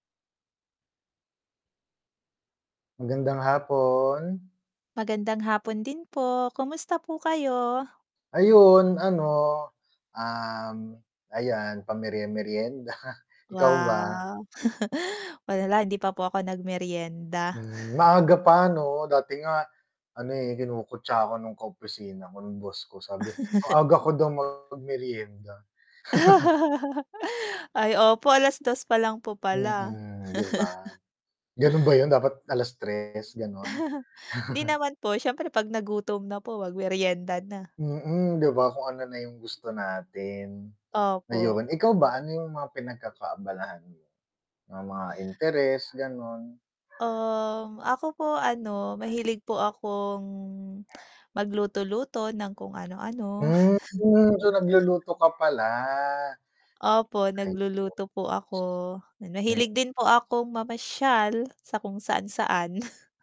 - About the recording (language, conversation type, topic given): Filipino, unstructured, Paano ka nagsimula sa paborito mong libangan?
- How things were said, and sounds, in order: static; other background noise; laughing while speaking: "pamerye-meryenda"; chuckle; chuckle; distorted speech; laugh; chuckle; tapping; chuckle; chuckle; dog barking; chuckle; unintelligible speech; chuckle